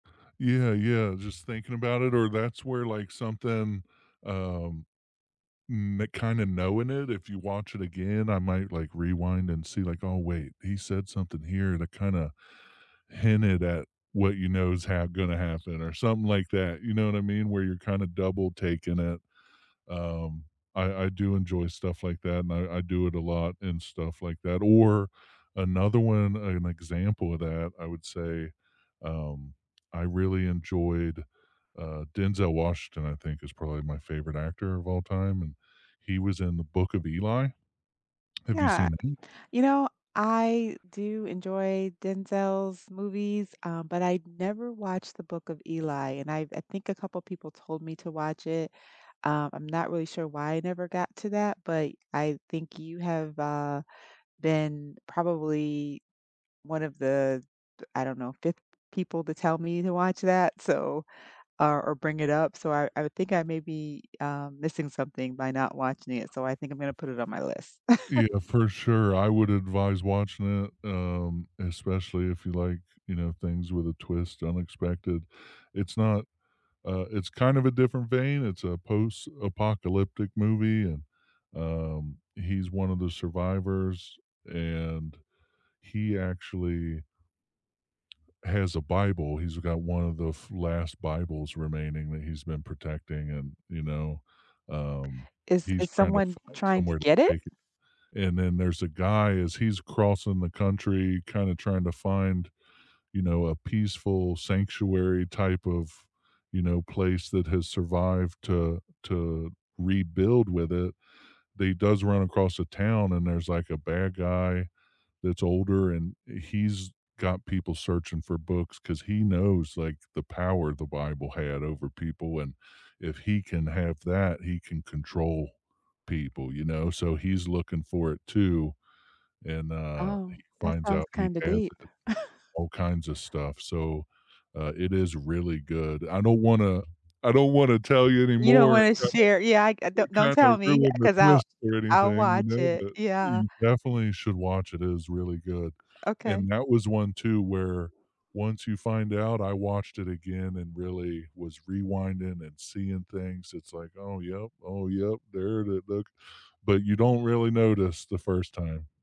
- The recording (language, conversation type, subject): English, unstructured, What was the last movie you couldn't stop thinking about?
- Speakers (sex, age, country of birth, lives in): female, 50-54, United States, United States; male, 40-44, United States, United States
- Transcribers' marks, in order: tapping; other background noise; chuckle; chuckle